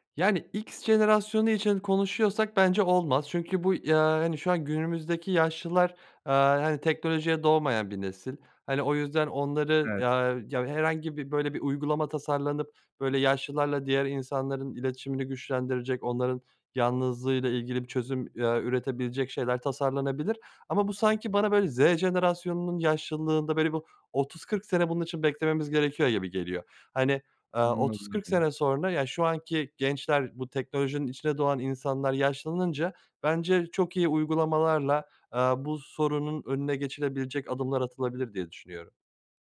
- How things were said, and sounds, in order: none
- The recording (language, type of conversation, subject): Turkish, podcast, Yaşlıların yalnızlığını azaltmak için neler yapılabilir?